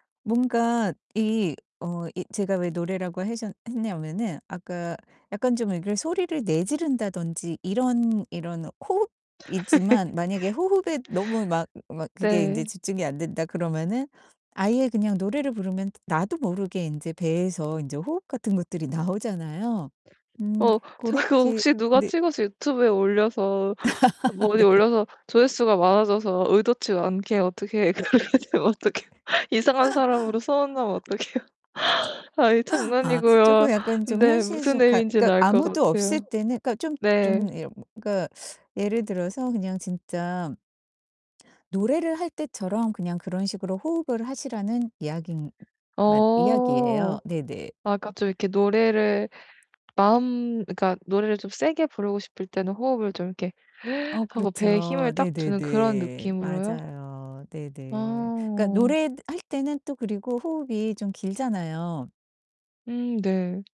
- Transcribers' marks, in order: distorted speech; background speech; laugh; tapping; laugh; laughing while speaking: "네"; laugh; laughing while speaking: "그렇게 되면 어떻게 해요?"; laugh; laugh; laughing while speaking: "어떡해요"; teeth sucking; inhale
- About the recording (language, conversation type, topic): Korean, advice, 스트레스가 심할 때 짧은 호흡법과 이완 연습으로 빠르게 진정하려면 어떻게 해야 하나요?